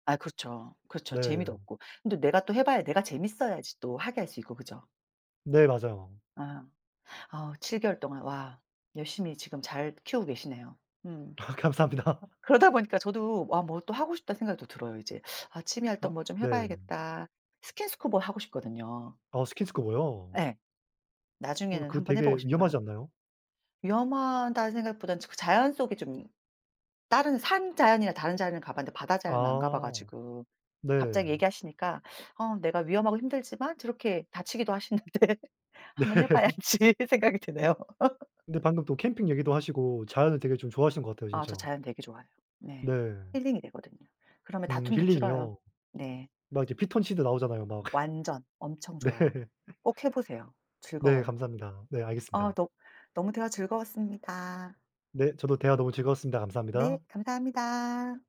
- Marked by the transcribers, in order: other background noise; laughing while speaking: "감사합니다"; laughing while speaking: "하시는데 한 번 해 봐야지.' 생각이 드네요"; laughing while speaking: "네"; laugh; laughing while speaking: "네"
- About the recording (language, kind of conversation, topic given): Korean, unstructured, 취미 때문에 가족과 다툰 적이 있나요?